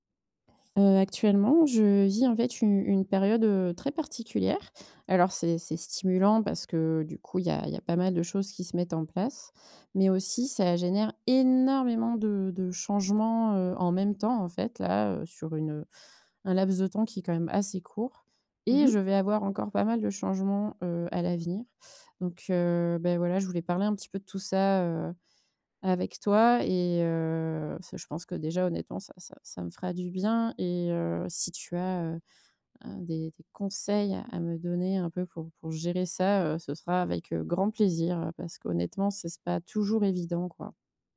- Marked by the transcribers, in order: stressed: "énormément"
- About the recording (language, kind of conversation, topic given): French, advice, Comment accepter et gérer l’incertitude dans ma vie alors que tout change si vite ?